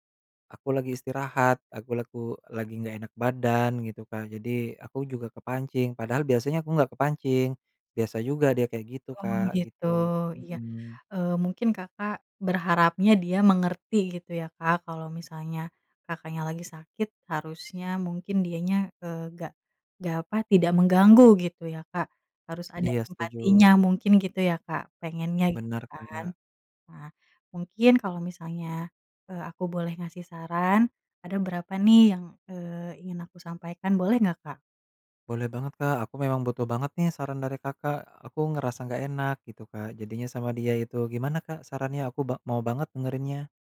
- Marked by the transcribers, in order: none
- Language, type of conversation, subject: Indonesian, advice, Bagaimana cara mengklarifikasi kesalahpahaman melalui pesan teks?